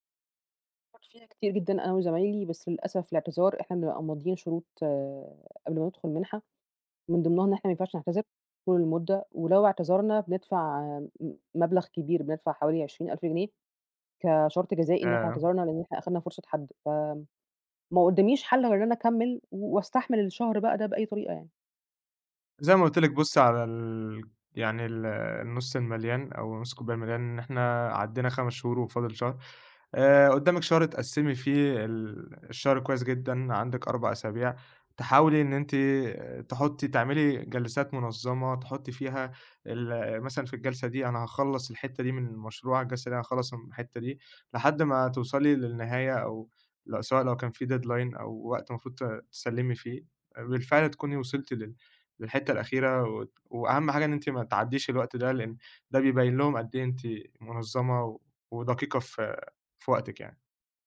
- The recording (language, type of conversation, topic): Arabic, advice, إزاي أقدر أتغلب على صعوبة إني أخلّص مشاريع طويلة المدى؟
- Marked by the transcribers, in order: in English: "deadline"